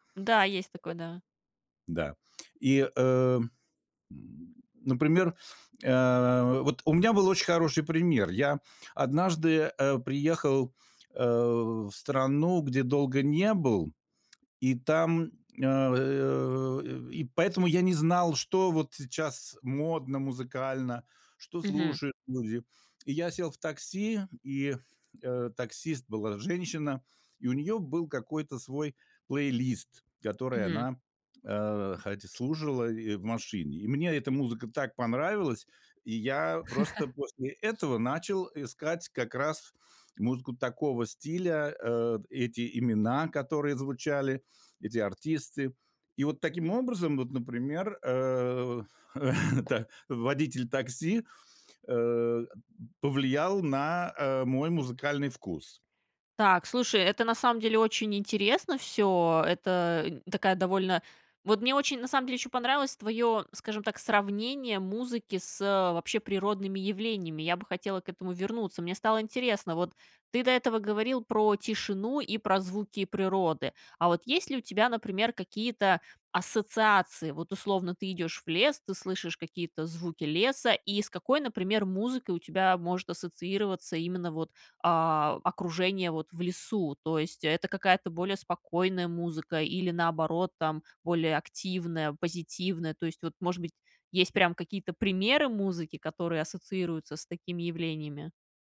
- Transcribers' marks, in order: other background noise; tapping; "слушала" said as "служала"; chuckle; laughing while speaking: "э, да"
- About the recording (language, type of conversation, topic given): Russian, podcast, Как окружение влияет на то, что ты слушаешь?